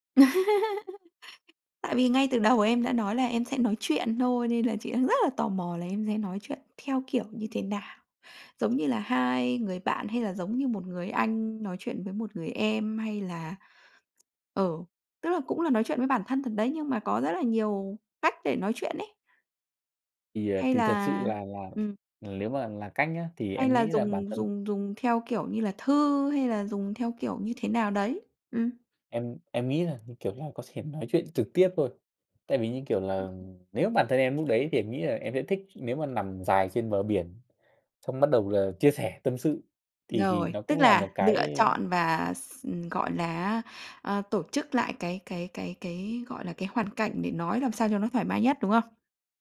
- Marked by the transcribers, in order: laugh; tapping; other background noise
- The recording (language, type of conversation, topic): Vietnamese, podcast, Bạn muốn nói gì với phiên bản trẻ của mình?